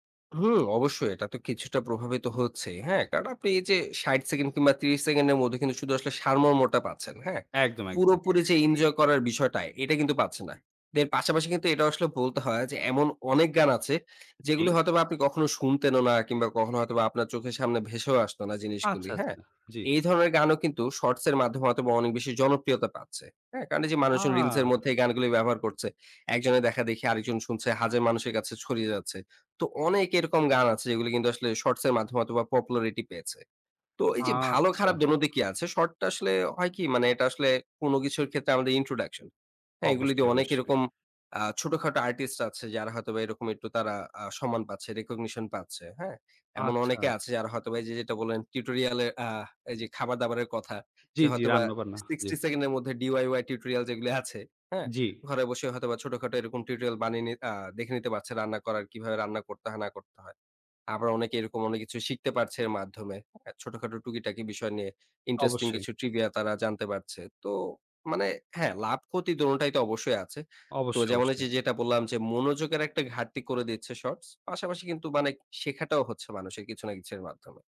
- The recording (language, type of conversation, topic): Bengali, podcast, ক্ষুদ্রমেয়াদি ভিডিও আমাদের দেখার পছন্দকে কীভাবে বদলে দিয়েছে?
- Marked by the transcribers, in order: other background noise; other noise; drawn out: "আ"; "হাজার" said as "হাজে"; in English: "popularity"; in English: "introduction"; "একটু" said as "এট্টু"; in English: "recognition"; tapping; in English: "tutorial"; in English: "trivia"